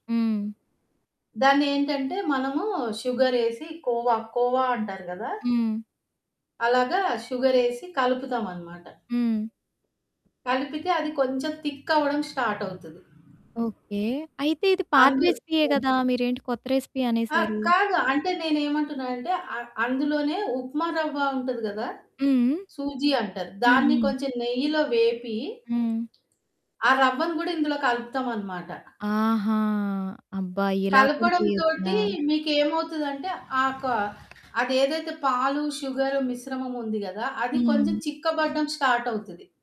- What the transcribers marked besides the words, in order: static; other background noise; in English: "రెసిపీ"
- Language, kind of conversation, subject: Telugu, podcast, పండుగల సమయంలో మీరు కొత్త వంటకాలు ఎప్పుడైనా ప్రయత్నిస్తారా?